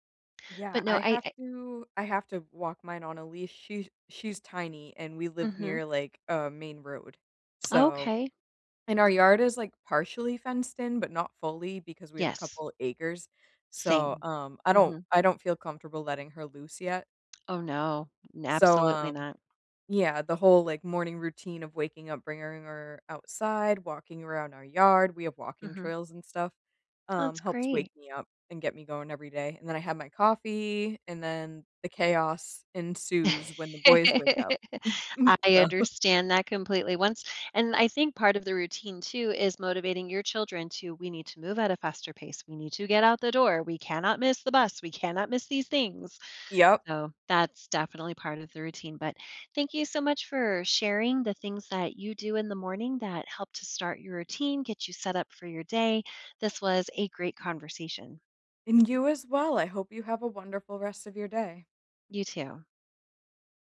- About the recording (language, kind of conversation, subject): English, unstructured, What morning routine helps you start your day best?
- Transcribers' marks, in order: "bringing" said as "bringer-ing"; chuckle; chuckle; laughing while speaking: "so"